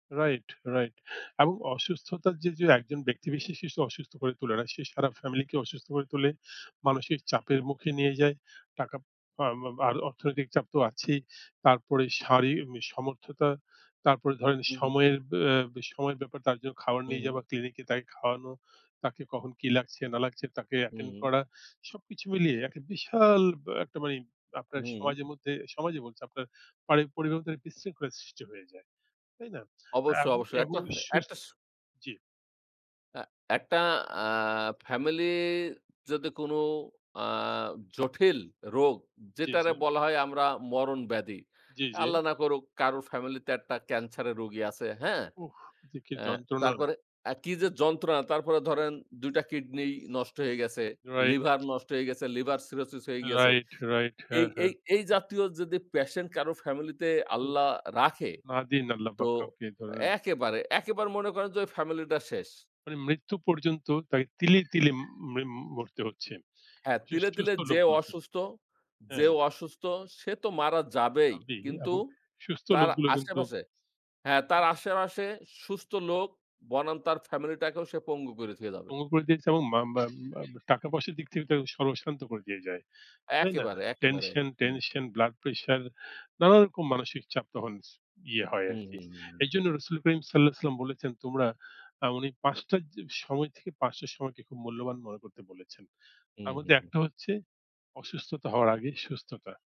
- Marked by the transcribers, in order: "বিশেষকে" said as "বিশেশেসে"; unintelligible speech; "শারীরিক" said as "শারীরিম"; other background noise; tapping; "তখন" said as "তখনজ"
- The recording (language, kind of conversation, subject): Bengali, unstructured, শারীরিক অসুস্থতা মানুষের জীবনে কতটা মানসিক কষ্ট নিয়ে আসে?